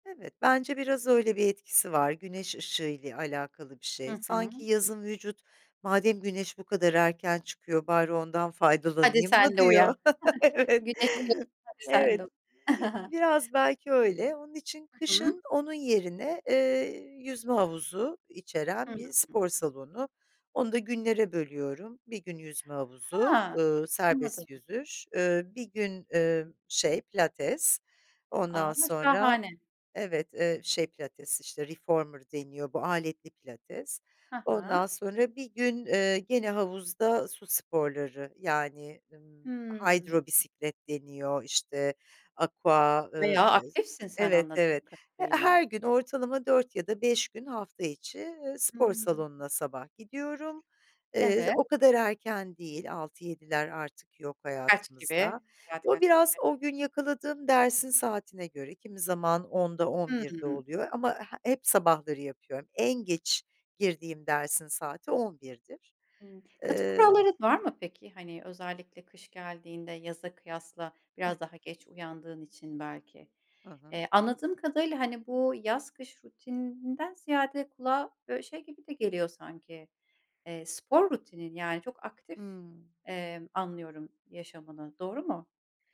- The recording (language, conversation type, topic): Turkish, podcast, Sabah rutinin nasıl?
- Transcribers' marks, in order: chuckle; unintelligible speech; laugh; laughing while speaking: "Evet"; chuckle; in English: "reformer"; in English: "hydro"; other background noise; in Latin: "aqua"; unintelligible speech